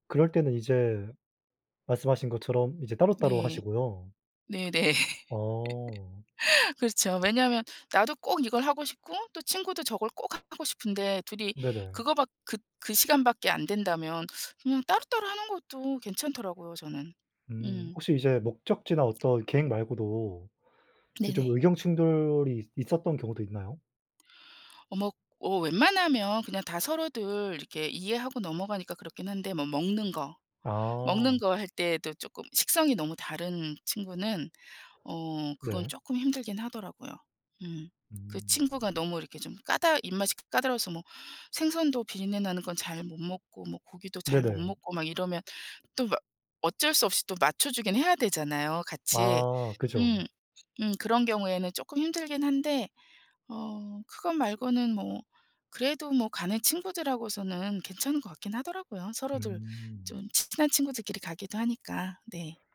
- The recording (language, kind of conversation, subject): Korean, unstructured, 친구와 여행을 갈 때 의견 충돌이 생기면 어떻게 해결하시나요?
- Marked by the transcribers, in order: laughing while speaking: "네네"; laugh; other background noise